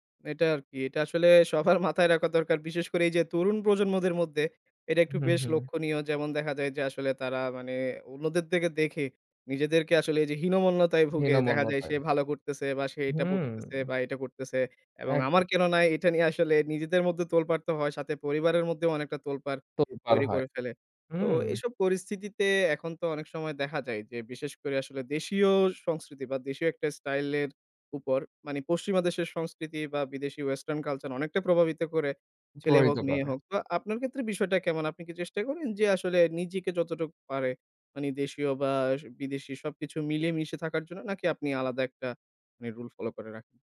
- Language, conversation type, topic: Bengali, podcast, সোশ্যাল মিডিয়ায় দেখা স্টাইল তোমার ওপর কী প্রভাব ফেলে?
- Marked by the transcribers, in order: laughing while speaking: "সবার মাথায় রাখা দরকার"